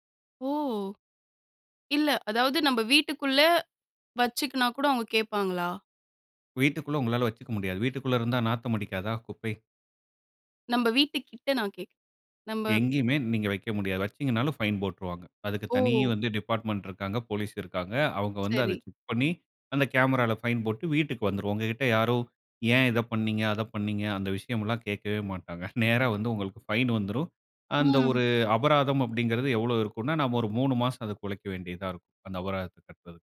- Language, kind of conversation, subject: Tamil, podcast, குப்பை பிரித்தலை எங்கிருந்து தொடங்கலாம்?
- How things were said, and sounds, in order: none